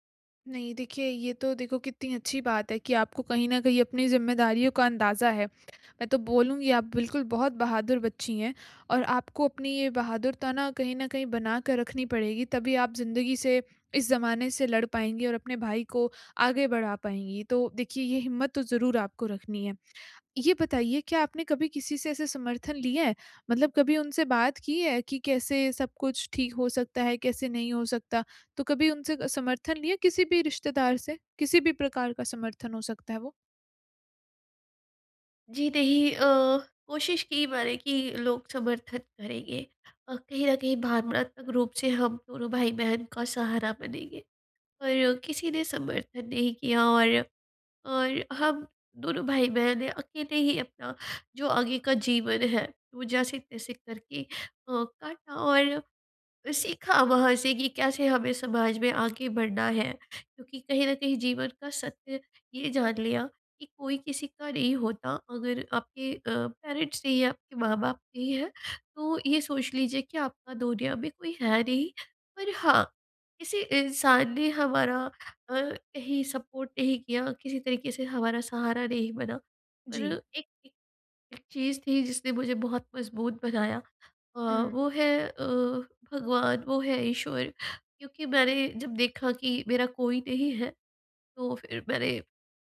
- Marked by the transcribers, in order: sad: "जी नहीं अ, कोशिश की … तो फ़िर मैंने"; in English: "सपोर्ट"
- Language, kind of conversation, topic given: Hindi, advice, भावनात्मक शोक को धीरे-धीरे कैसे संसाधित किया जाए?